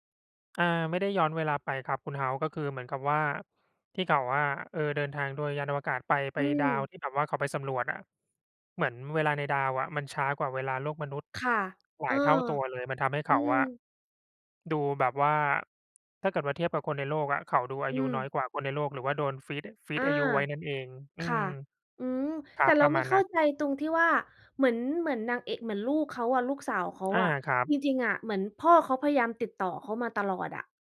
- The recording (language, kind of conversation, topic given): Thai, unstructured, หนังเรื่องล่าสุดที่คุณดูมีอะไรที่ทำให้คุณประทับใจบ้าง?
- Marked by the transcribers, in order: other background noise